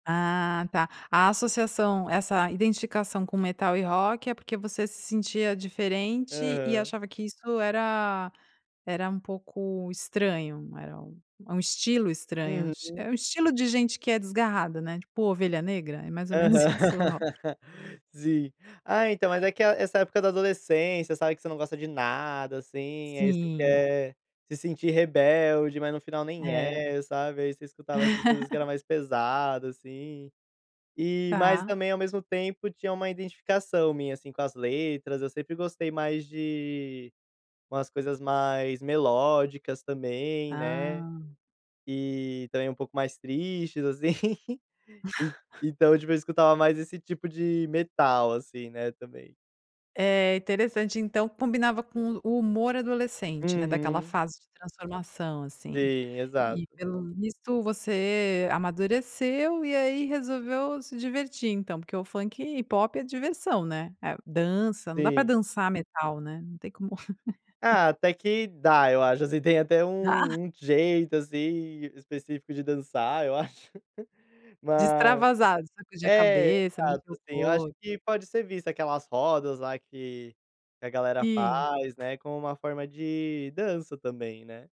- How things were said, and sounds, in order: laugh; tapping; laugh; laugh; snort; laugh; laugh
- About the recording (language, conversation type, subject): Portuguese, podcast, Que tipo de música você achava ruim, mas hoje curte?